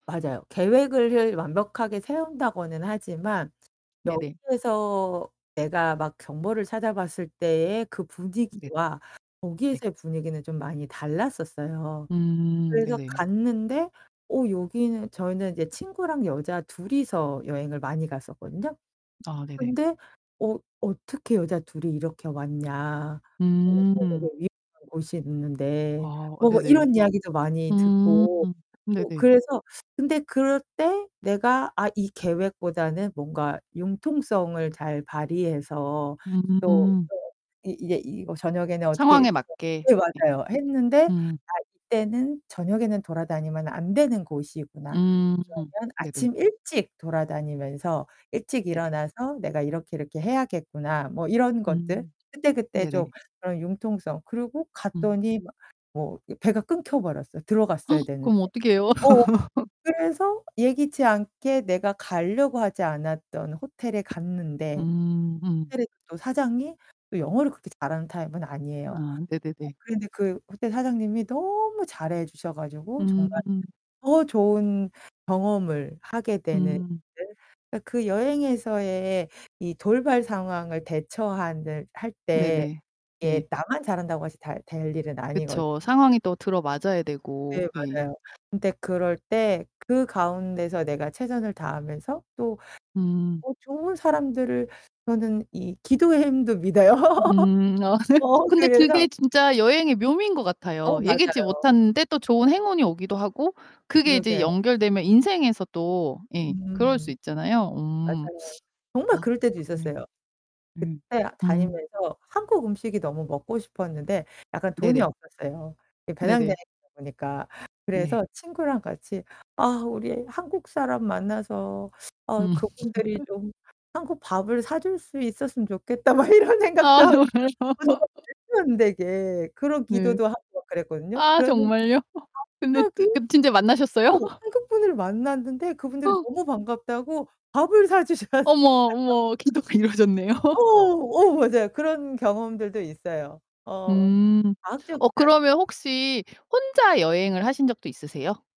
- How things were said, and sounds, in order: other background noise; distorted speech; tapping; gasp; chuckle; unintelligible speech; laughing while speaking: "아 네"; giggle; chuckle; laughing while speaking: "막 이런 생각도 하고"; laughing while speaking: "정말요"; laugh; laugh; laugh; gasp; laughing while speaking: "사 주셨어요"; laughing while speaking: "기도가 이루어졌네요"; laugh
- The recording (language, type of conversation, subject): Korean, podcast, 여행하면서 배운 가장 큰 교훈은 무엇인가요?